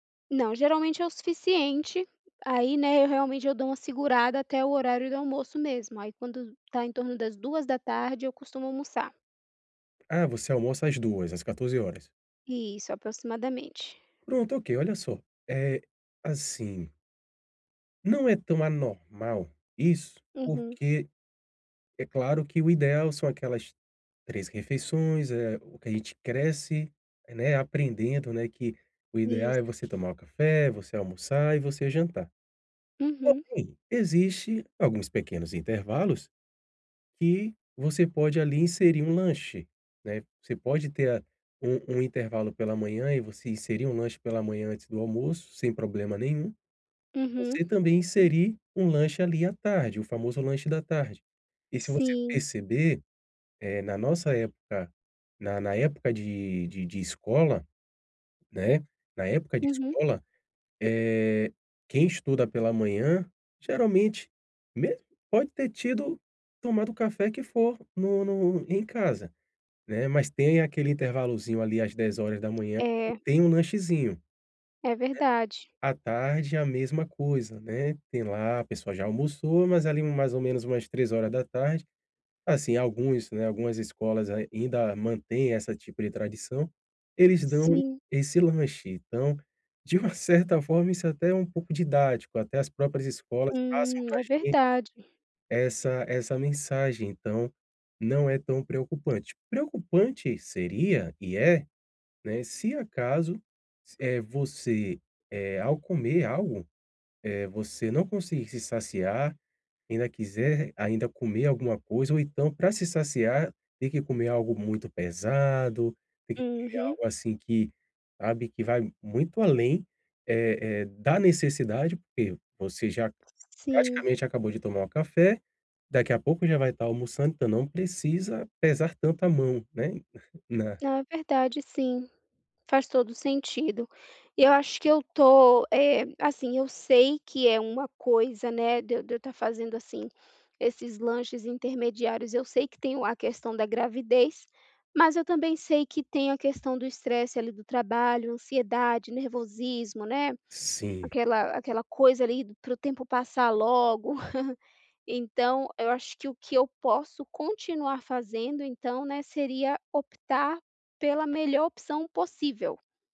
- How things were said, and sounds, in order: tapping; chuckle
- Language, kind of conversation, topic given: Portuguese, advice, Como posso aprender a reconhecer os sinais de fome e de saciedade no meu corpo?